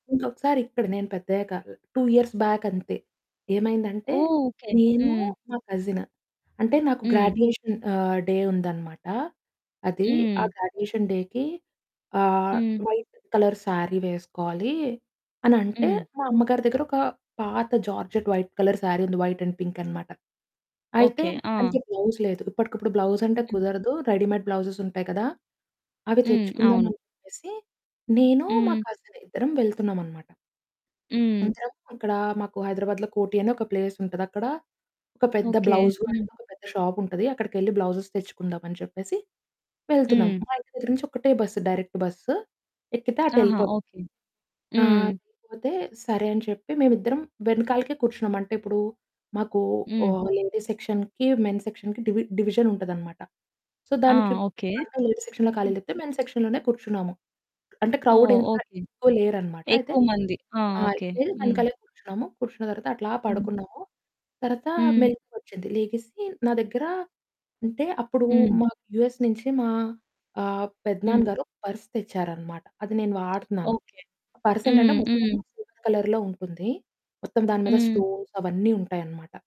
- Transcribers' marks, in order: in English: "టూ ఇయర్స్"; in English: "గ్రాడ్యుయేషన్"; in English: "డే"; in English: "గ్రాడ్యుయేషన్ డేకి"; in English: "వైట్ కలర్ శారీ"; in English: "జార్జెట్ వైట్ కలర్ శారీ"; in English: "వైట్ అండ్ పింక్"; in English: "బ్లౌజ్"; in English: "బ్లౌజ్"; in English: "రెడీమేడ్ బ్లౌజెస్"; unintelligible speech; other background noise; in English: "ప్లేస్"; in English: "బ్లౌజ్ వరల్డ్"; in English: "బ్లౌజె‌స్"; in English: "డైరెక్ట్"; distorted speech; in English: "లేడీస్ సెక్షన్‌కి మెన్ సెక్షన్‌కి డివి డివిజన్"; in English: "సో"; in English: "లేడీ సెక్షన్‌లో"; in English: "మెన్ సెక్షన్"; in English: "క్రౌడ్"; in English: "యూఎస్"; in English: "పర్స్"; in English: "సిల్వర్ కలర్‌లో"; in English: "స్టోన్స్"
- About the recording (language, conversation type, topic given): Telugu, podcast, మీ బ్యాగ్ పోయి మీరు పెద్ద ఇబ్బంది పడ్డారా?